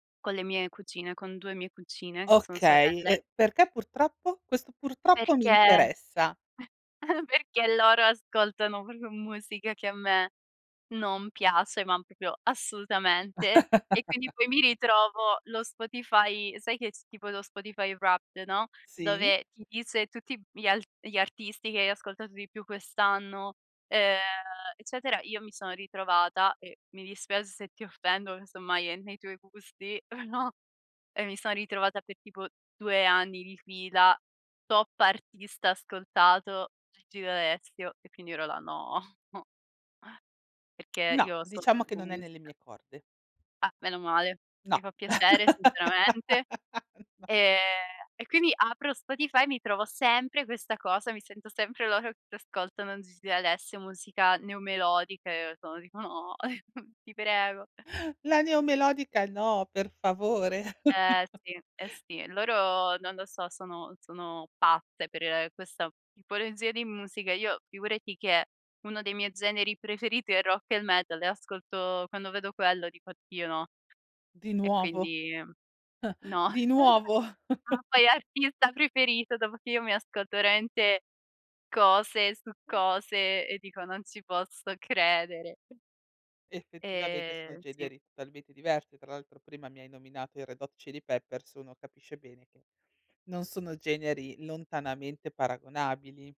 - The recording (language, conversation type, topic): Italian, podcast, Mi racconti di una playlist condivisa che ti rappresenta e di come è nata?
- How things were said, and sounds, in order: "cugine" said as "cuccine"; chuckle; stressed: "assolutamente"; chuckle; drawn out: "Sì?"; laughing while speaking: "no"; drawn out: "no"; tsk; unintelligible speech; laugh; laughing while speaking: "No"; unintelligible speech; drawn out: "No"; chuckle; inhale; chuckle; inhale; scoff; other background noise; chuckle; "veramente" said as "rente"; drawn out: "E"